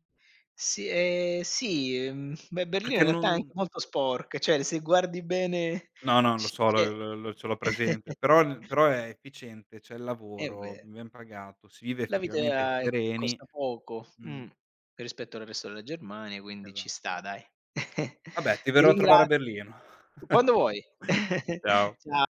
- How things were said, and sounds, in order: "cioè" said as "ceh"; chuckle; chuckle; other background noise; chuckle
- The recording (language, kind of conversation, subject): Italian, unstructured, Cosa ti rende orgoglioso della tua città o del tuo paese?